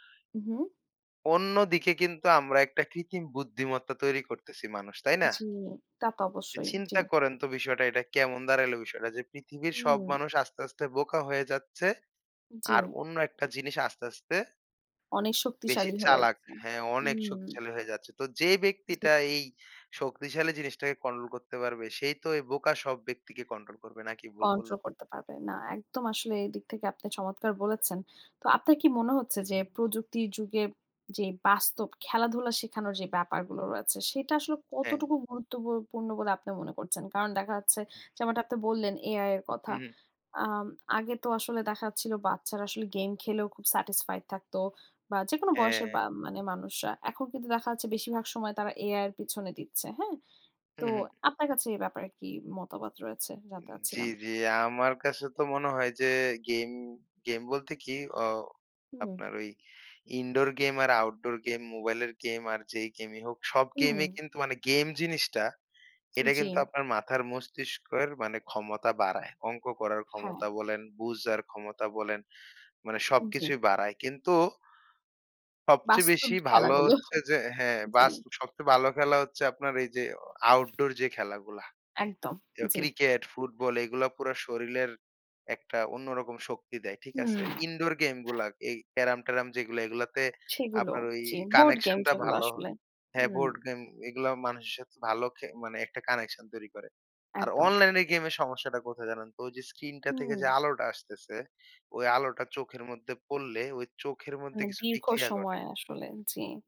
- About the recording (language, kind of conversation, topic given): Bengali, podcast, শিশুদের স্ক্রিন সময় নিয়ন্ত্রণ করতে বাড়িতে কী কী ব্যবস্থা নেওয়া উচিত?
- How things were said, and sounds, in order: other background noise; in English: "satisfied"; "শরীরের" said as "শরিলের"